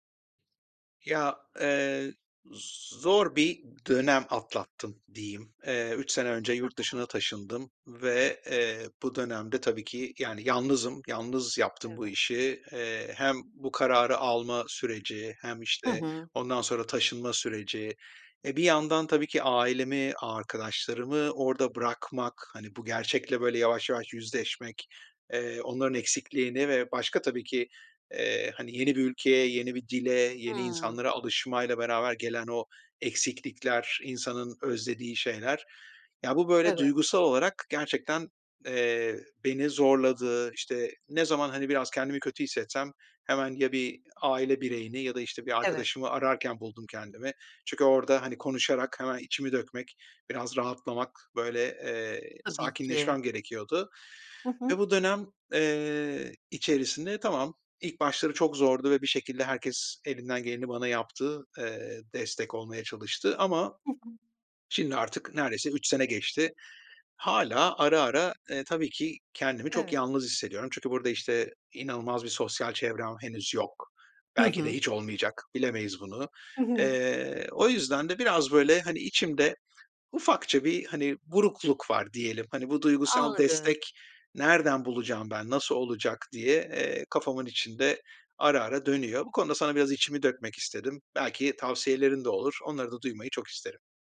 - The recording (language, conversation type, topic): Turkish, advice, Eşim zor bir dönemden geçiyor; ona duygusal olarak nasıl destek olabilirim?
- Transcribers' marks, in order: inhale; tapping